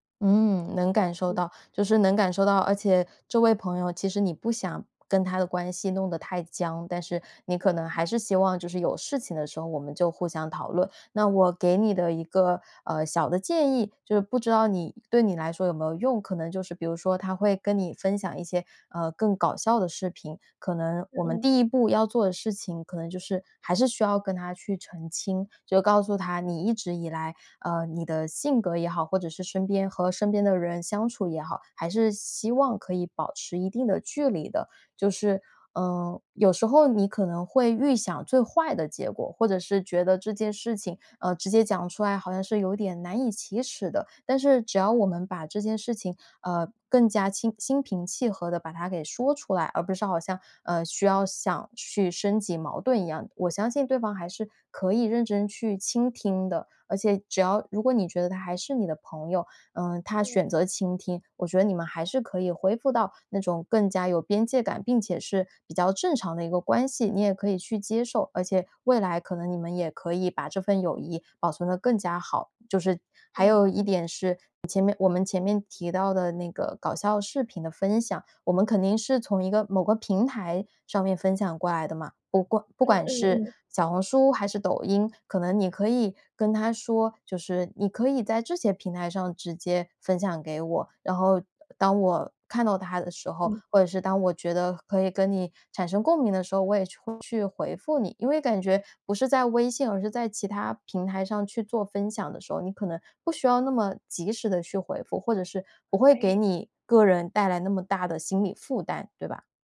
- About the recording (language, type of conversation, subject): Chinese, advice, 当朋友过度依赖我时，我该如何设定并坚持界限？
- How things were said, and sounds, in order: other background noise; tapping